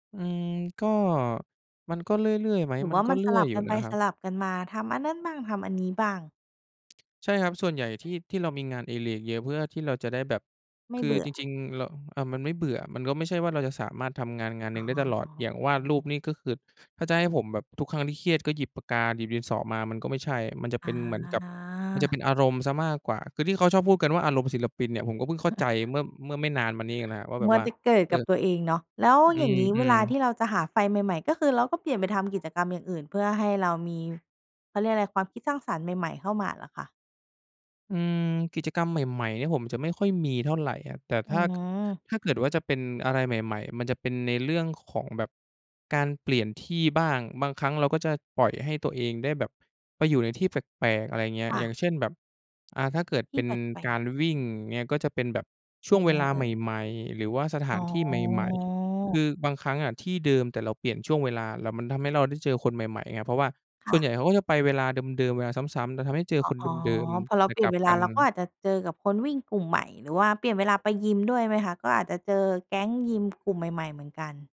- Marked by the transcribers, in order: other background noise; drawn out: "อา"; chuckle; tapping
- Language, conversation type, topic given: Thai, podcast, เวลาอยู่คนเดียว คุณมีกิจวัตรสร้างสรรค์แบบไหน?